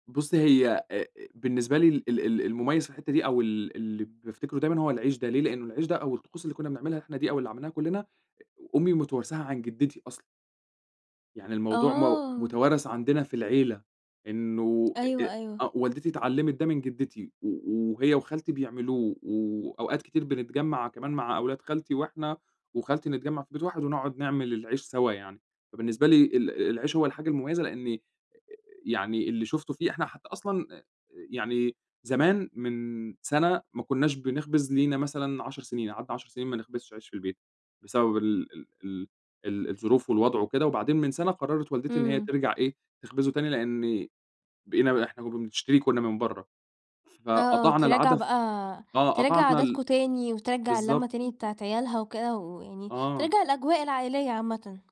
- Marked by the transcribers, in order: tapping
- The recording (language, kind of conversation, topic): Arabic, podcast, إيه طقوسكم وإنتوا بتخبزوا عيش في البيت؟